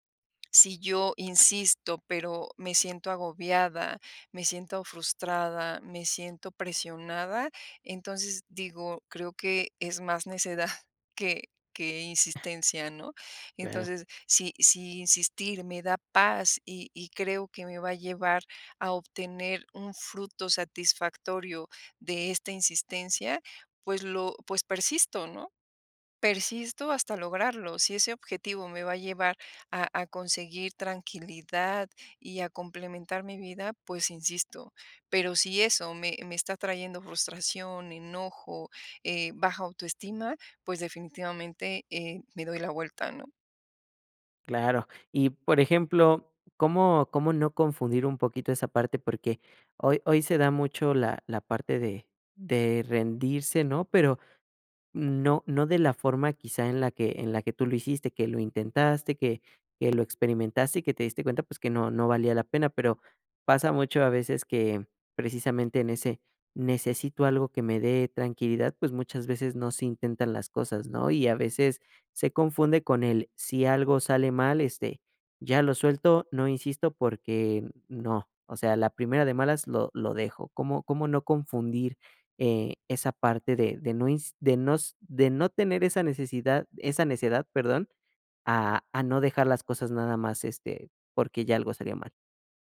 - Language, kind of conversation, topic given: Spanish, podcast, ¿Cómo decides cuándo seguir insistiendo o cuándo soltar?
- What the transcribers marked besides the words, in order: chuckle; other noise; other background noise